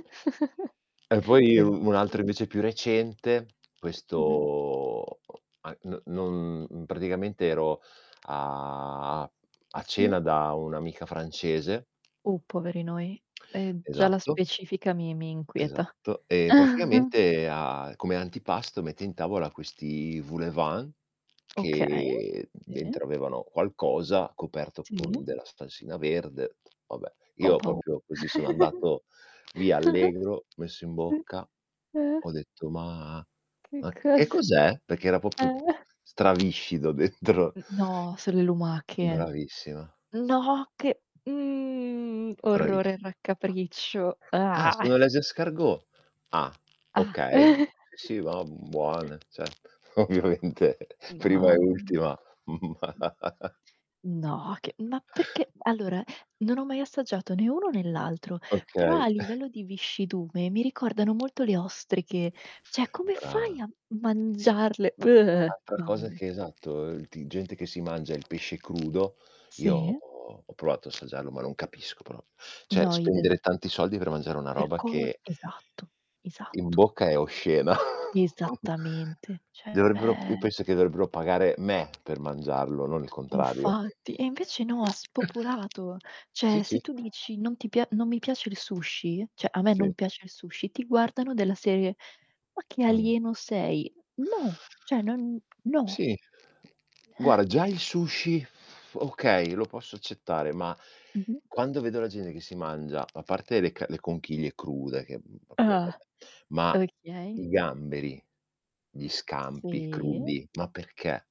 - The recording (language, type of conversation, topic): Italian, unstructured, Qual è il peggior piatto che ti abbiano mai servito?
- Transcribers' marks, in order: chuckle; distorted speech; static; tapping; other background noise; drawn out: "questo"; drawn out: "a"; chuckle; "proprio" said as "popio"; chuckle; "Perché" said as "pecché"; laughing while speaking: "Eh"; "proprio" said as "popio"; laughing while speaking: "dentro"; other noise; in French: "les escargots?"; chuckle; laughing while speaking: "Ovviamente"; laughing while speaking: "Ma"; chuckle; chuckle; "Cioè" said as "ceh"; drawn out: "io"; "cioè" said as "ceh"; in Latin: "idem"; chuckle; "Dovrebbero" said as "devrebbero"; "cioè" said as "ceh"; "dovrebbero" said as "devrebbero"; stressed: "me"; "Cioè" said as "ceh"; snort; dog barking; "cioè" said as "ceh"; "proprio" said as "popio"; drawn out: "Sì"